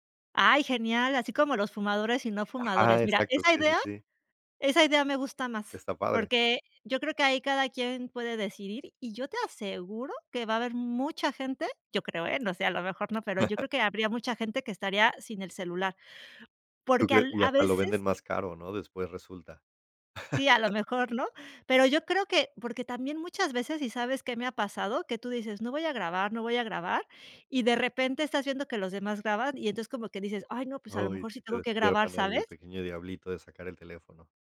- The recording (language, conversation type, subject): Spanish, podcast, ¿Qué opinas de la gente que usa el celular en conciertos?
- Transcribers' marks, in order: chuckle; chuckle